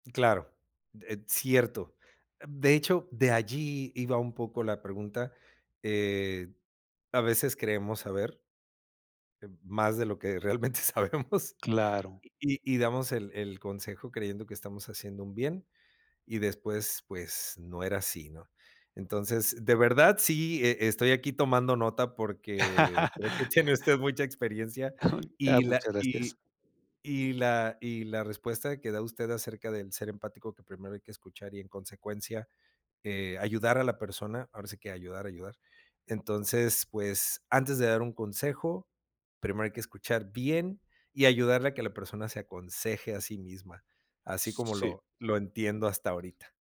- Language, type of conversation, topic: Spanish, podcast, ¿Qué frases te ayudan a demostrar empatía de verdad?
- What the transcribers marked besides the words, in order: laughing while speaking: "realmente sabemos"; laugh; laughing while speaking: "tiene usted"